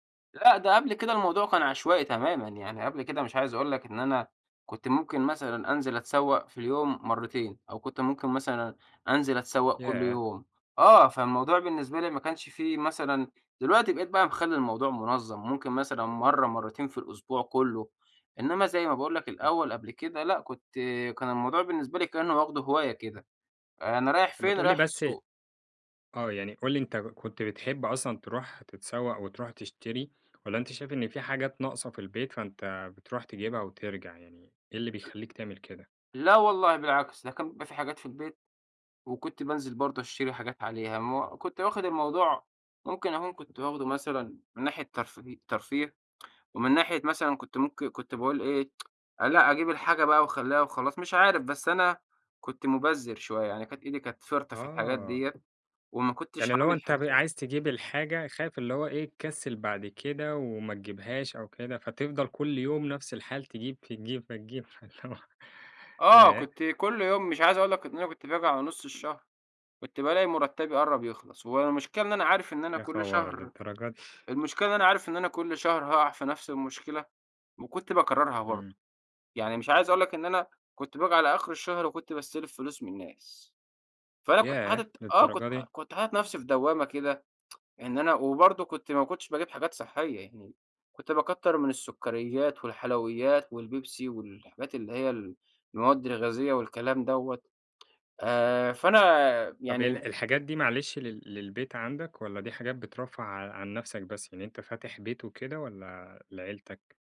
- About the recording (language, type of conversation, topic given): Arabic, podcast, إزاي أتسوّق بميزانية معقولة من غير ما أصرف زيادة؟
- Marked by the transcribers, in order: tsk; tapping; laughing while speaking: "فاللي هو"; other background noise; tsk; tsk